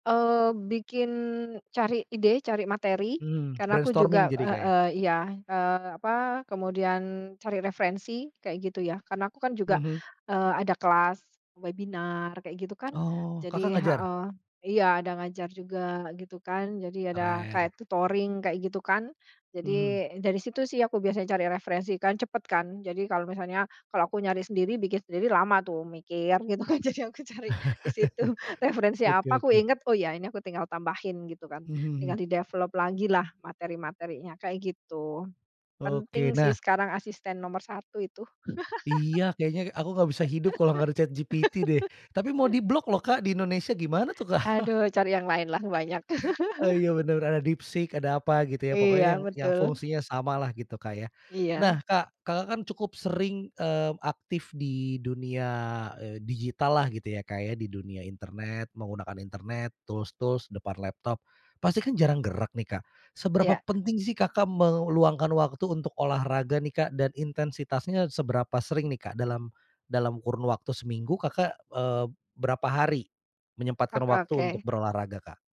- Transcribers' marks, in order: in English: "brainstorming"; in English: "tutoring"; chuckle; laughing while speaking: "gitu, kan jadi aku cari di situ referensi"; in English: "di-develop"; laugh; laugh; chuckle; in English: "tools-tools"
- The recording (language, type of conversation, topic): Indonesian, podcast, Rutinitas pagi apa yang membuat kamu tetap produktif saat bekerja dari rumah?